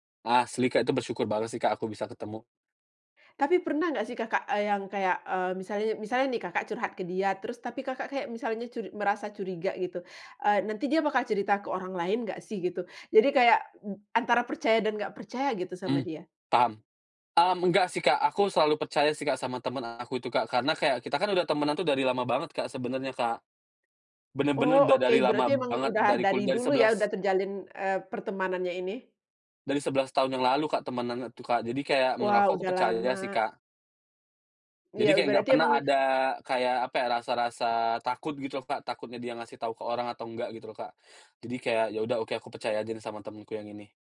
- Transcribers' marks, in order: tapping
- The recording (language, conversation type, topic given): Indonesian, podcast, Bagaimana peran teman atau keluarga saat kamu sedang stres?